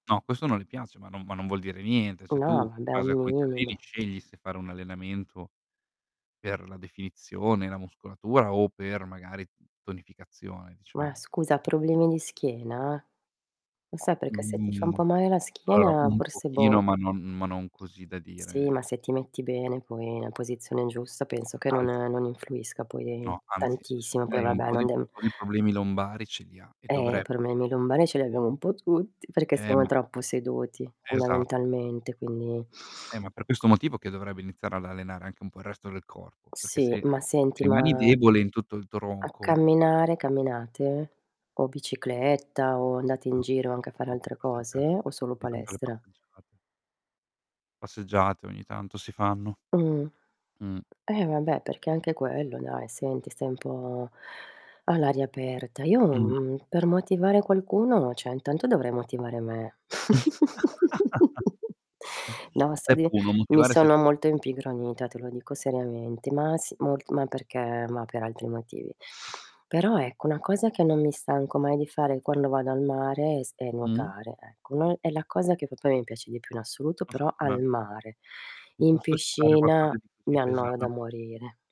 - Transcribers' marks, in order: other background noise; distorted speech; static; tapping; "cioè" said as "ceh"; chuckle; laugh; "proprio" said as "propei"; unintelligible speech; unintelligible speech
- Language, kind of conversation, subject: Italian, unstructured, Come reagiresti con qualcuno che evita di muoversi per pigrizia?